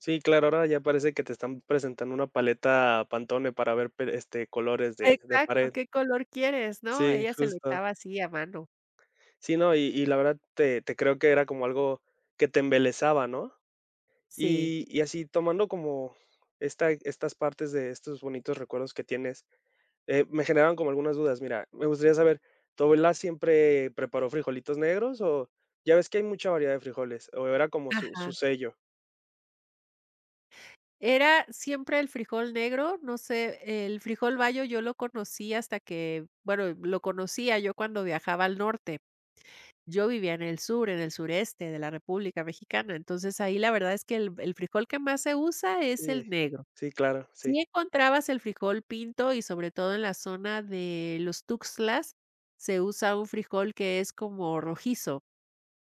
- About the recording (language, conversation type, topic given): Spanish, podcast, ¿Cuál es tu recuerdo culinario favorito de la infancia?
- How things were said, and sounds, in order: none